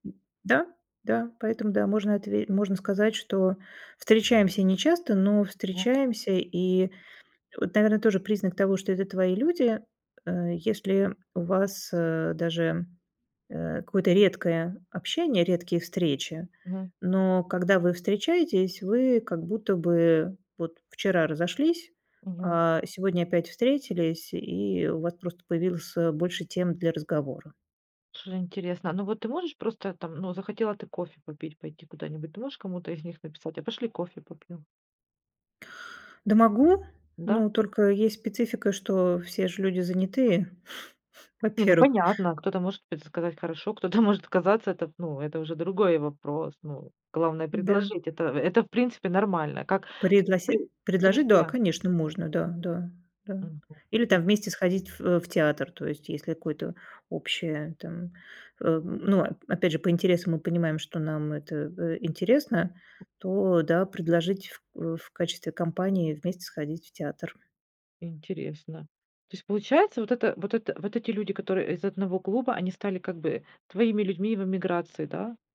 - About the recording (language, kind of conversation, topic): Russian, podcast, Как понять, что ты наконец нашёл своё сообщество?
- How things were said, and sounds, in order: tapping; chuckle; laughing while speaking: "кто-то может"; unintelligible speech